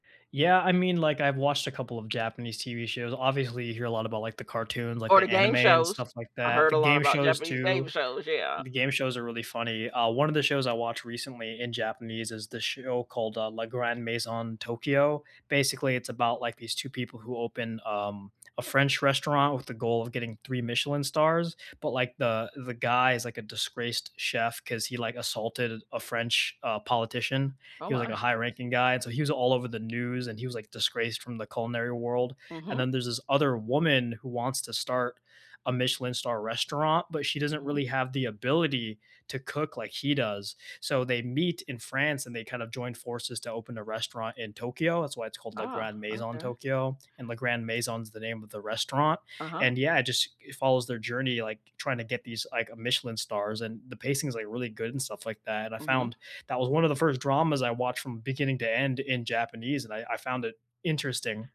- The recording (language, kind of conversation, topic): English, unstructured, Which comfort shows do you rewatch to lift your mood, and what makes them feel so soothing?
- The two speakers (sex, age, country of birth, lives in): female, 45-49, United States, United States; male, 25-29, United States, United States
- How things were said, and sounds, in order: tapping